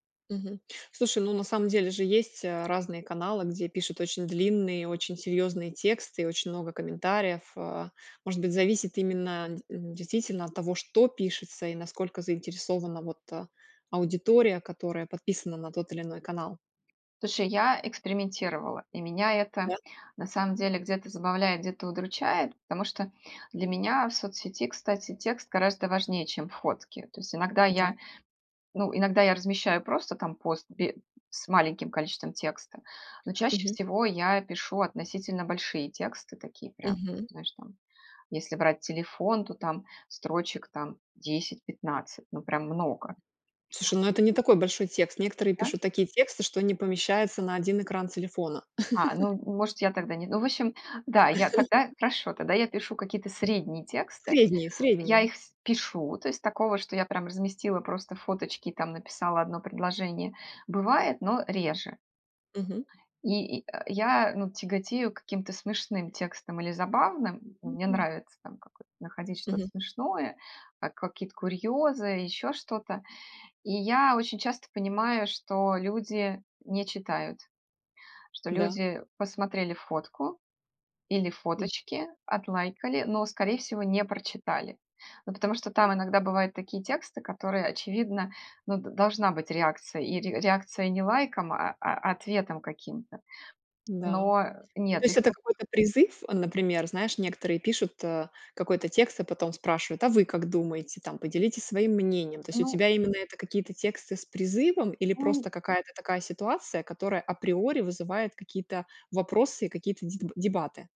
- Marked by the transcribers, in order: tapping; other background noise; chuckle; chuckle; other noise; unintelligible speech
- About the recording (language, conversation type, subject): Russian, podcast, Как лайки влияют на твою самооценку?